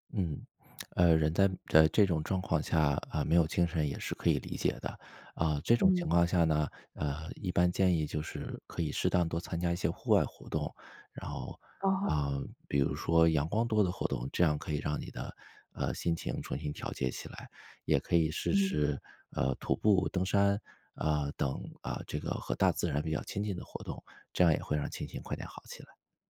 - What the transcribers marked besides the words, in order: lip smack; "心情" said as "亲情"
- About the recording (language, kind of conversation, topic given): Chinese, advice, 伴侣分手后，如何重建你的日常生活？
- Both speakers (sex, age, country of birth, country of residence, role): female, 45-49, China, United States, user; male, 40-44, China, United States, advisor